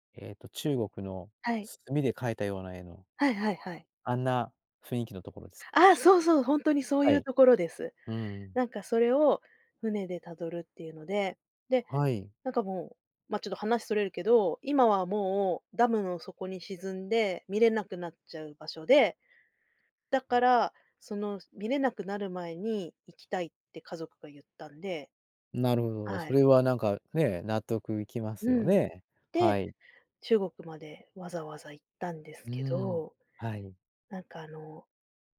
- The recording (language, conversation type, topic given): Japanese, podcast, 旅先で起きたハプニングを教えてくれますか？
- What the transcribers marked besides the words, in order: none